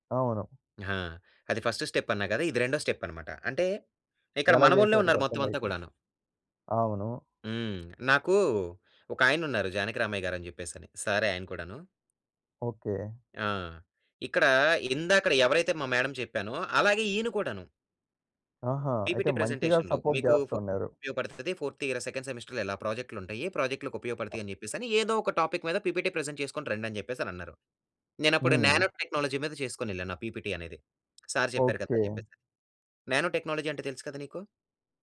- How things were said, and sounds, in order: in English: "ఫస్ట్‌స్టెప్"; in English: "స్టెప్"; tapping; in English: "మేడమ్"; in English: "పీపీటీ ప్రజెంటేషన్‌లో"; in English: "ఫోర్త్ ఇయర్‌లో"; other background noise; in English: "ఫోర్త్ ఇయర్ సెకండ్ సెమెస్టర్‌లో"; in English: "ప్రాజెక్ట్‌లకు"; in English: "టాపిక్"; in English: "పీపీటీ ప్రెజెంట్"; in English: "నానో టెక్నాలజీ"; in English: "పీపీటీ"; in English: "నానో టెక్నాలజీ"
- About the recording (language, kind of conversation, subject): Telugu, podcast, పబ్లిక్ స్పీకింగ్‌లో ధైర్యం పెరగడానికి మీరు ఏ చిట్కాలు సూచిస్తారు?